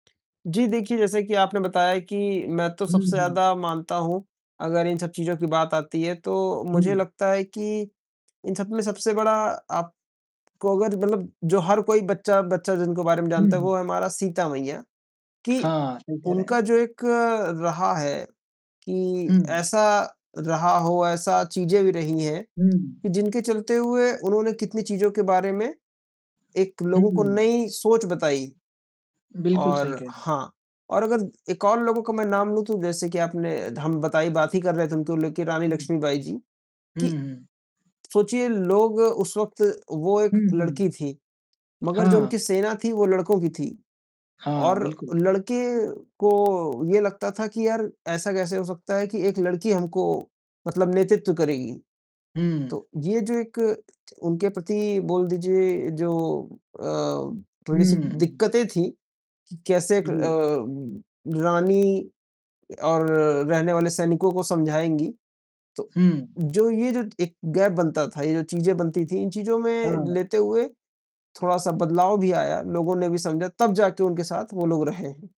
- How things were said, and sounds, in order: distorted speech; static; tapping; in English: "गैप"; other background noise
- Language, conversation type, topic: Hindi, unstructured, इतिहास में महिलाओं की भूमिका कैसी रही है?